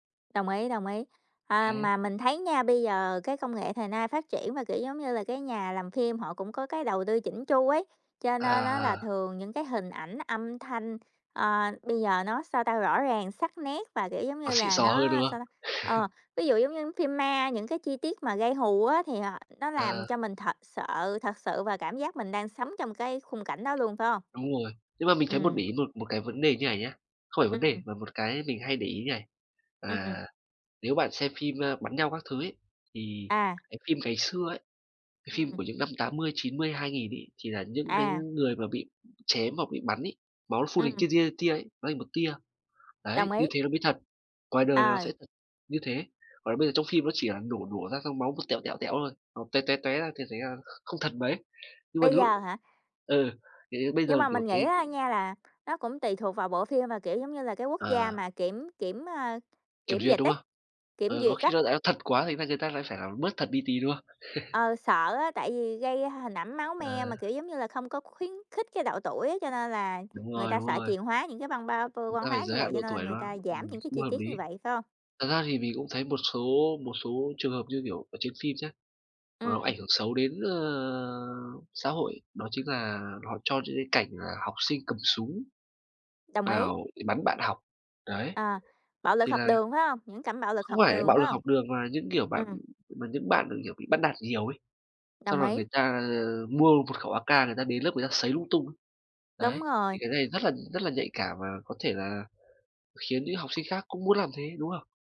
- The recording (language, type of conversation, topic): Vietnamese, unstructured, Bạn có lo rằng phim ảnh đang làm gia tăng sự lo lắng và sợ hãi trong xã hội không?
- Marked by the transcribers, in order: other background noise; tapping; laugh; chuckle; drawn out: "ờ"